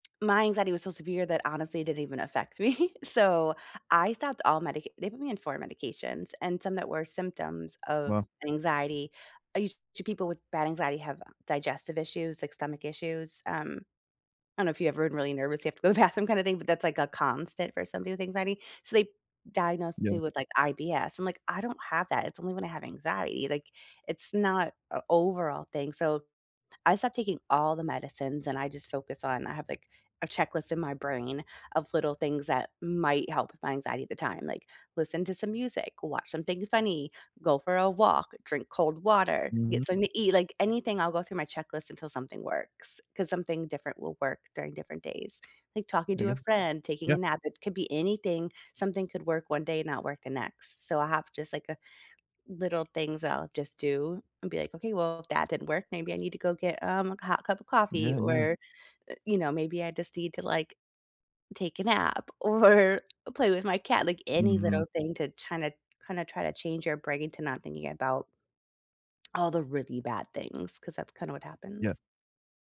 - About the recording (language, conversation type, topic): English, unstructured, How can you tell the difference between normal worry and anxiety that needs professional help?
- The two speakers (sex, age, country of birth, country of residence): female, 40-44, United States, United States; male, 20-24, United States, United States
- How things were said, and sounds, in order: tapping; laughing while speaking: "me"; other background noise; laughing while speaking: "or"